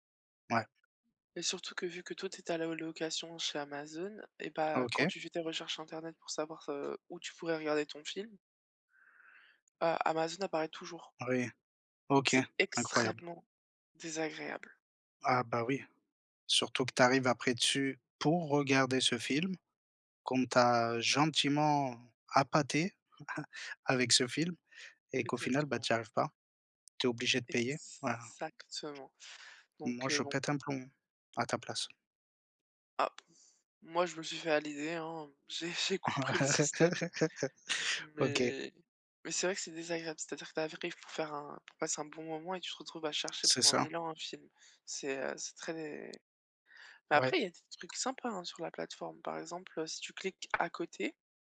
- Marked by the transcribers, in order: tapping; stressed: "extrêmement"; stressed: "pour"; chuckle; laugh; "arrives" said as "adrives"
- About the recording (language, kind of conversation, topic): French, unstructured, Quel rôle les plateformes de streaming jouent-elles dans vos loisirs ?
- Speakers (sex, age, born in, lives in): female, 25-29, France, France; male, 30-34, France, France